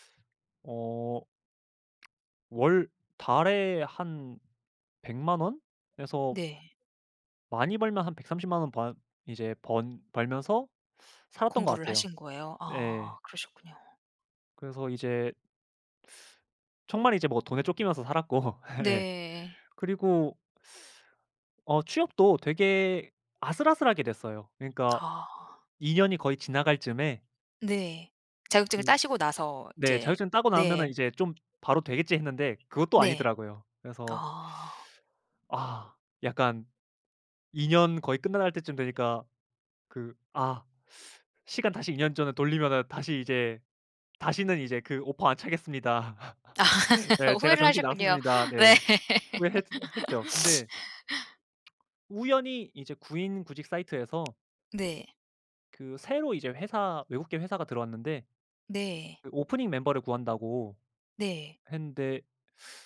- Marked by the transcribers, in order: tapping; background speech; other background noise; laughing while speaking: "살았고. 예"; laugh; laughing while speaking: "차겠습니다"; laughing while speaking: "네"; laugh; other noise
- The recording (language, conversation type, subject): Korean, podcast, 어떻게 그 직업을 선택하게 되셨나요?